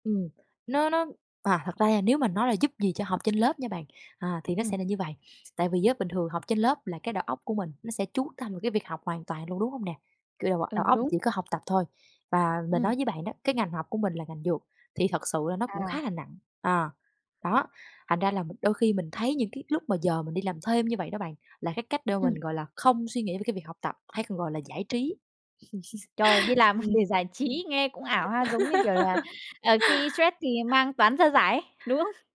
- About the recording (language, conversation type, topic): Vietnamese, podcast, Làm sao bạn cân bằng việc học và cuộc sống hằng ngày?
- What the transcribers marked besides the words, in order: tapping; chuckle; other background noise; laugh; laughing while speaking: "không?"